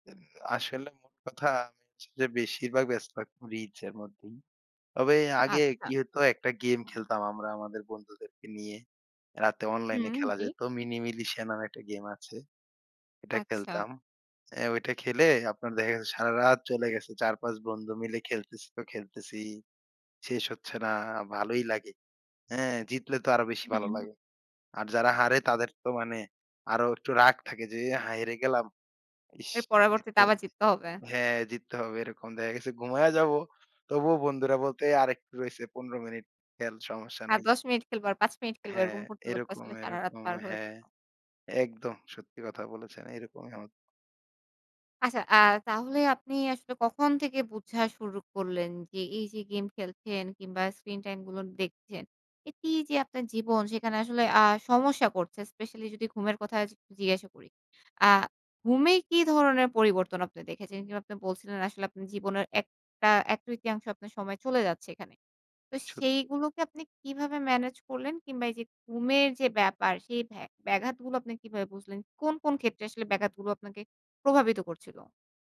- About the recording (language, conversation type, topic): Bengali, podcast, ঘুমের আগে ফোন বা স্ক্রিন ব্যবহার করার ক্ষেত্রে তোমার রুটিন কী?
- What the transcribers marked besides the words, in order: "হেরে" said as "হায়রে"